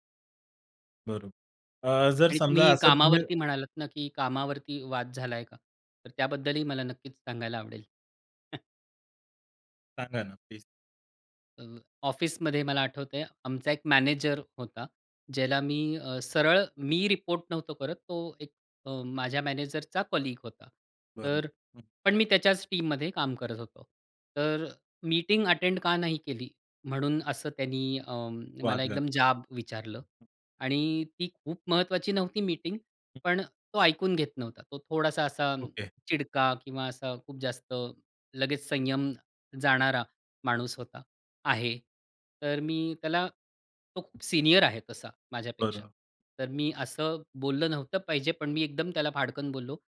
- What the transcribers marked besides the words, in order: background speech; tapping; other background noise; in English: "कलीग"; in English: "टीममध्ये"; in English: "अटेंड"
- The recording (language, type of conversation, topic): Marathi, podcast, वाद वाढू न देता आपण स्वतःला शांत कसे ठेवता?